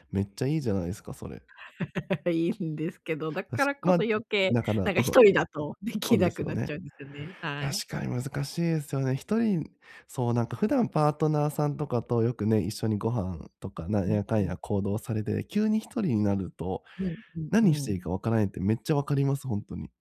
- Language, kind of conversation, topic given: Japanese, advice, 余暇をもっと楽しめるようになるにはどうすればいいですか？
- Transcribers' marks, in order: laugh; laughing while speaking: "できなくなっちゃうんですよね"; other noise